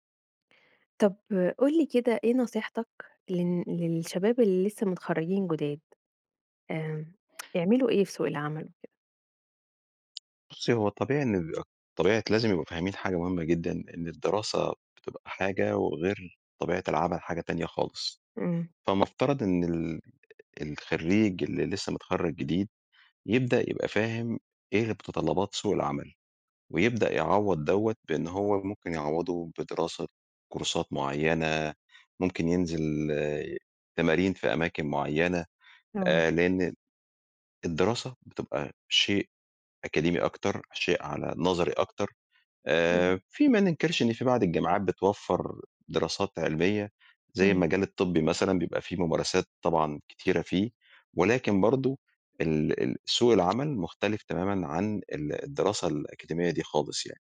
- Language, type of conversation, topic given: Arabic, podcast, إيه نصيحتك للخريجين الجدد؟
- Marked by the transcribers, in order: tapping